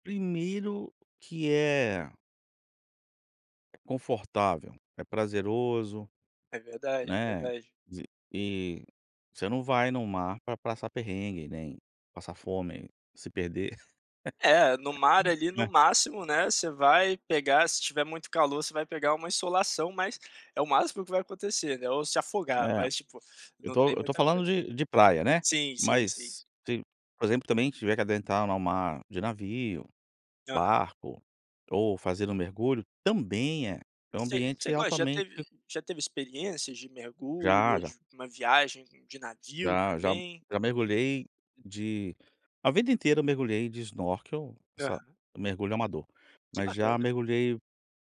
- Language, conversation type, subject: Portuguese, podcast, Você prefere o mar, o rio ou a mata, e por quê?
- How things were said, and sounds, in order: tapping; laugh; in English: "snorkel"